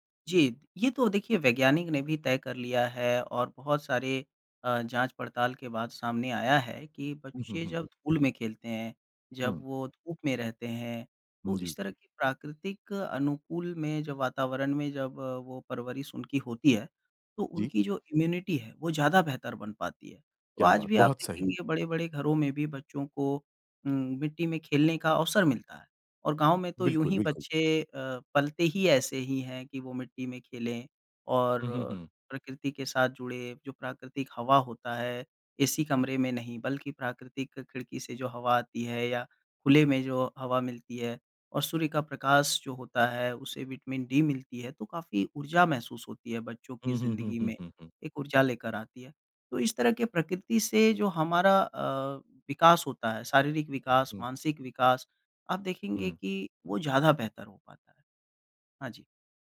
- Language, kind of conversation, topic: Hindi, podcast, बच्चों को प्रकृति से जोड़े रखने के प्रभावी तरीके
- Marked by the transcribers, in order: in English: "इम्यूनिटी"